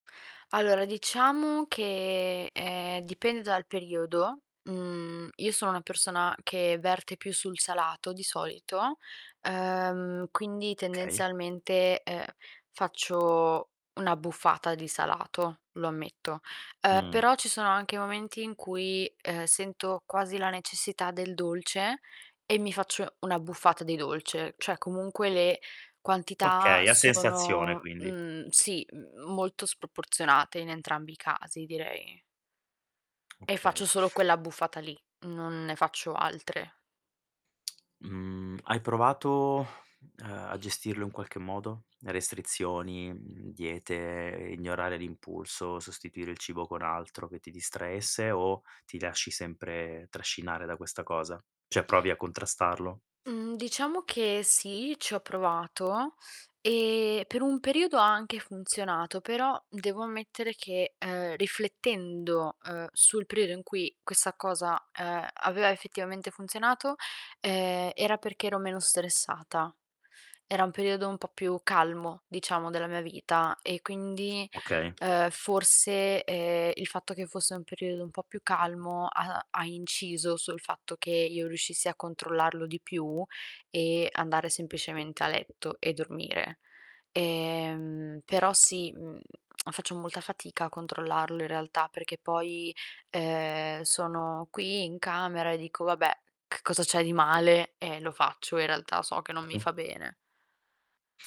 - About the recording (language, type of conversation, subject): Italian, advice, Cosa ti porta a mangiare emotivamente dopo un periodo di stress o di tristezza?
- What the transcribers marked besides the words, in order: distorted speech; "Okay" said as "kay"; other background noise; "cioè" said as "ceh"; tongue click; tsk; tapping; exhale; static; "Cioè" said as "ceh"; tsk